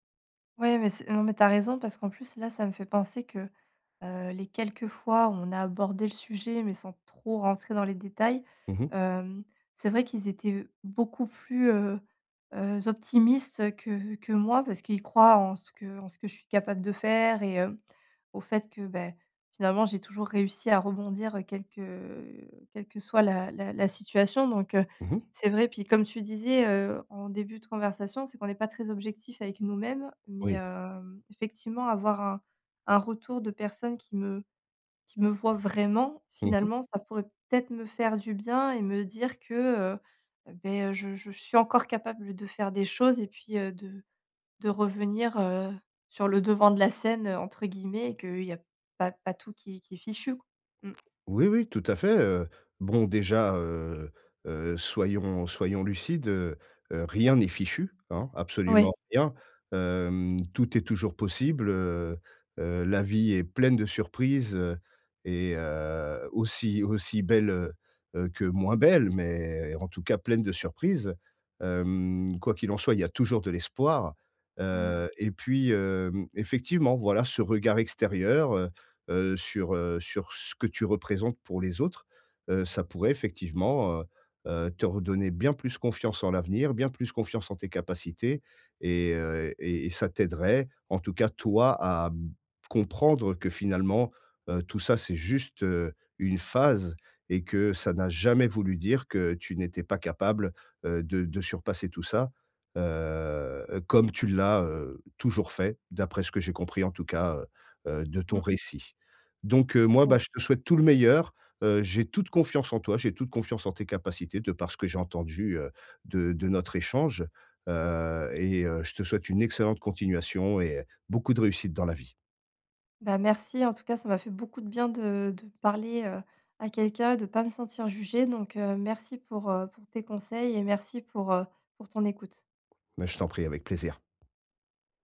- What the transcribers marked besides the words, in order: stressed: "vraiment"; other background noise; stressed: "phase"; tapping
- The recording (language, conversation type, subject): French, advice, Comment puis-je retrouver l’espoir et la confiance en l’avenir ?